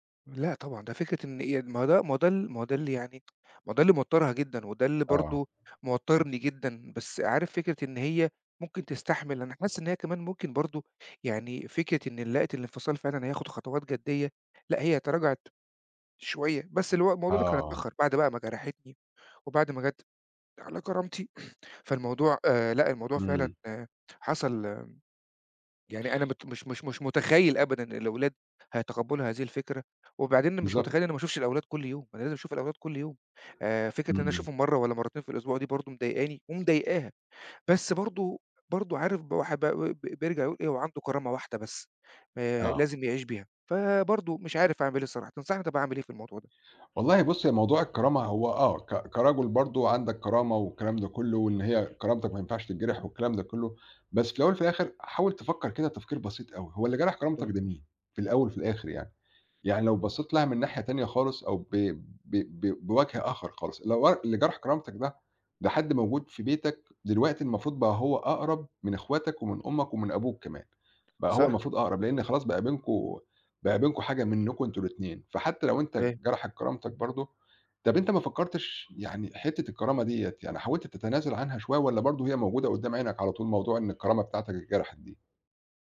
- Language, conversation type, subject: Arabic, advice, إزاي أتعامل مع صعوبة تقبّلي إن شريكي اختار يسيبني؟
- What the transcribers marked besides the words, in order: tsk